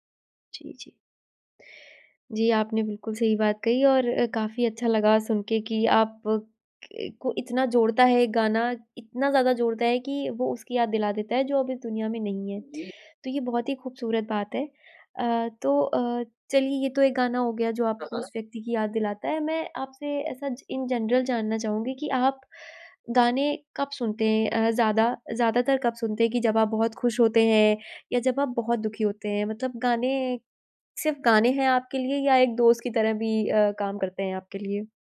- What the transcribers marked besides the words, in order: in English: "इन जनरल"
- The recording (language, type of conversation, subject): Hindi, podcast, कौन-सा गाना आपको किसी की याद दिलाता है?